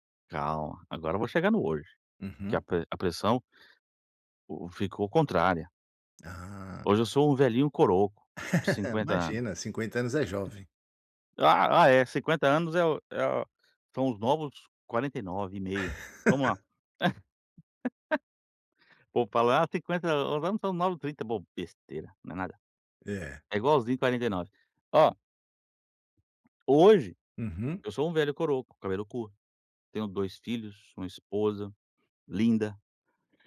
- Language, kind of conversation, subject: Portuguese, advice, Como posso resistir à pressão social para seguir modismos?
- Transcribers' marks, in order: laugh; "anos" said as "ano"; other noise; laugh